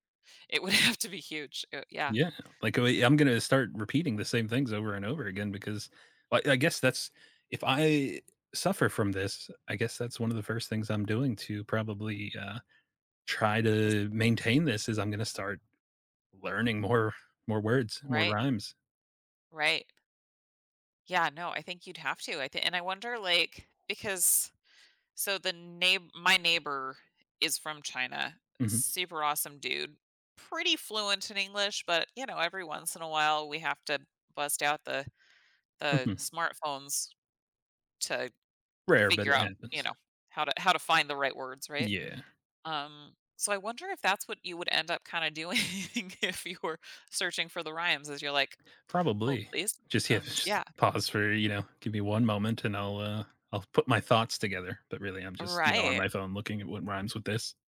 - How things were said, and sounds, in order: laughing while speaking: "have"; laughing while speaking: "doing if you were"; other background noise
- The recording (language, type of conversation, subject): English, unstructured, How would your relationships and daily life change if you had to communicate only in rhymes?